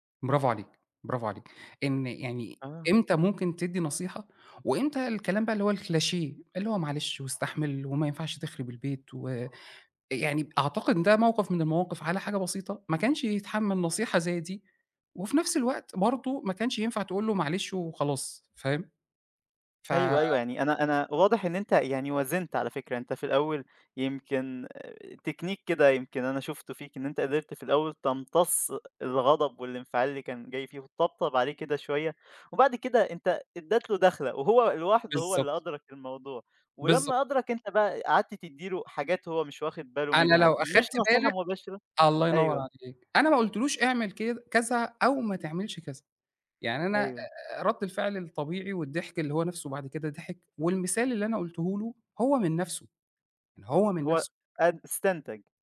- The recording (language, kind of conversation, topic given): Arabic, podcast, إزاي تقدر توازن بين إنك تسمع كويس وإنك تدي نصيحة من غير ما تفرضها؟
- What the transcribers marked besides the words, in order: in French: "الcliché"; in English: "تكنيك"